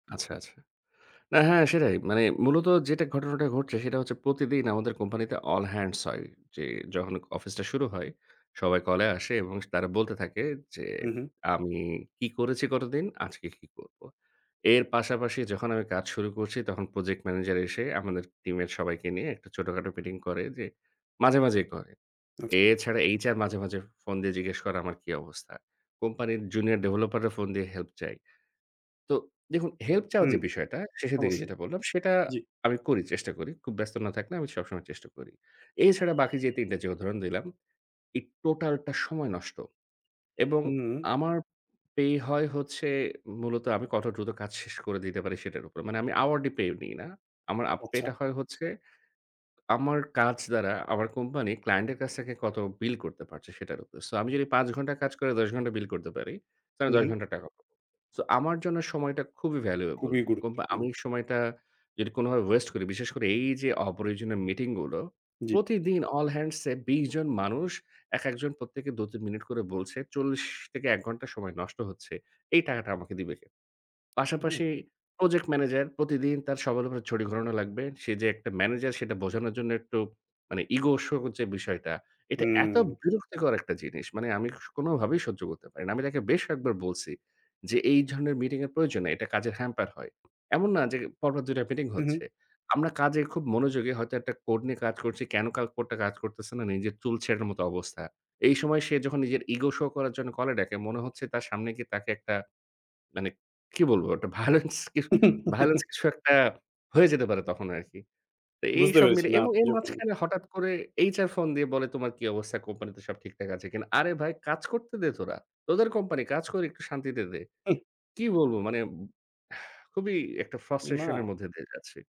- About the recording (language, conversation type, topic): Bengali, advice, অপ্রয়োজনীয় বৈঠকের কারণে আপনার গভীর কাজে মনোযোগ দেওয়ার সময় কীভাবে নষ্ট হচ্ছে?
- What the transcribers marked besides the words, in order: in English: "all hands"; other noise; in English: "আওয়ার্ডলি"; "hourly" said as "আওয়ার্ডলি"; in English: "ভ্যালুয়েবল"; in English: "all hands"; "ধরনের" said as "ঝরনের"; laughing while speaking: "ভায়োলেন্স"; laugh; sigh; in English: "ফ্রাস্ট্রেশন"